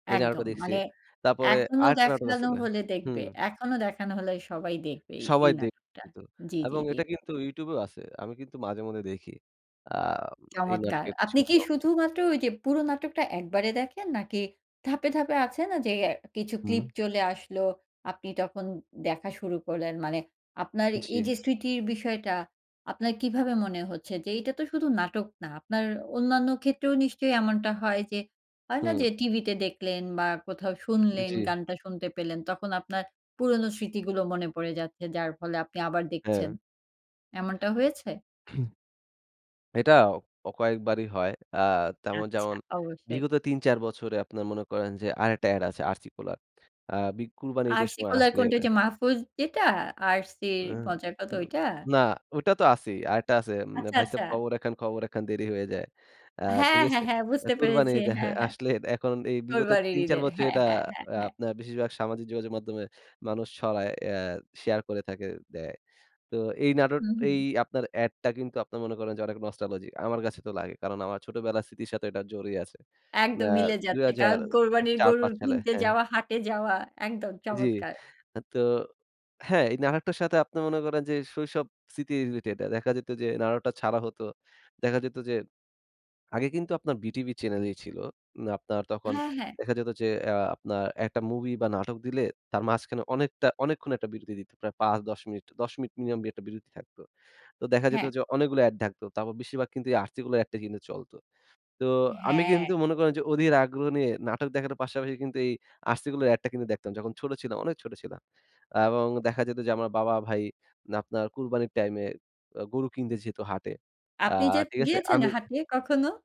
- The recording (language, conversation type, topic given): Bengali, podcast, নস্টালজিয়া মিডিয়ায় বারবার ফিরে আসে কেন?
- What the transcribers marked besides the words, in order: other noise; tapping; laughing while speaking: "হ্যাঁ, হ্যাঁ, হ্যাঁ"; in English: "nostalgic"